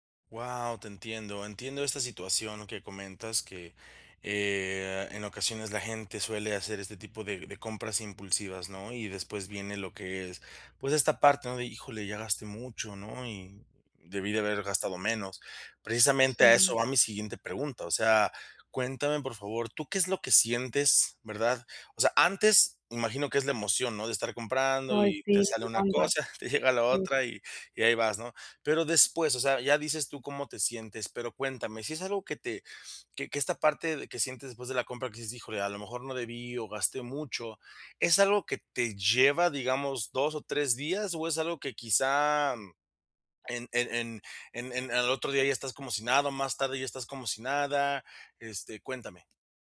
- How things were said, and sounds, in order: laughing while speaking: "te llega"
- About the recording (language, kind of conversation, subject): Spanish, advice, ¿Cómo puedo comprar sin caer en compras impulsivas?